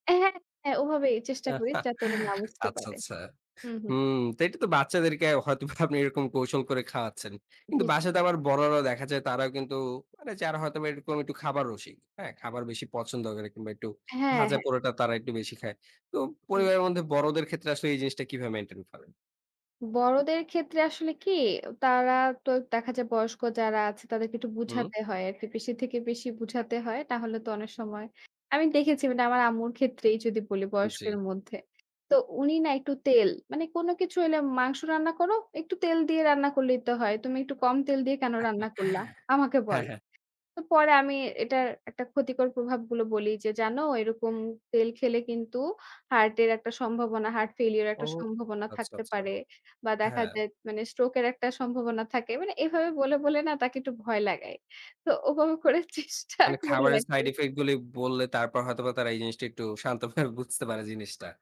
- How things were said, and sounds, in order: other background noise; chuckle; other noise; chuckle; in English: "ফেইলিউর"; laughing while speaking: "চেষ্টা করি আরকি"; in English: "সাইড ইফেক্ট"; laughing while speaking: "শান্তভাবে"
- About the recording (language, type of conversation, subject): Bengali, podcast, স্বাস্থ্যকর খাওয়ার ব্যাপারে পরিবারের সঙ্গে কীভাবে সমঝোতা করবেন?